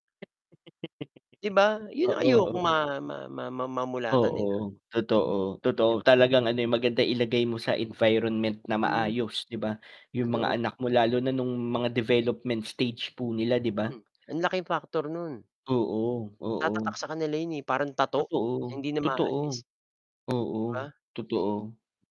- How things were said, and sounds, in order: laugh; distorted speech; static; tapping; other background noise
- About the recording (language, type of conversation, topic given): Filipino, unstructured, Ano ang ginagawa mo kapag may taong palaging masama ang pagsagot sa iyo?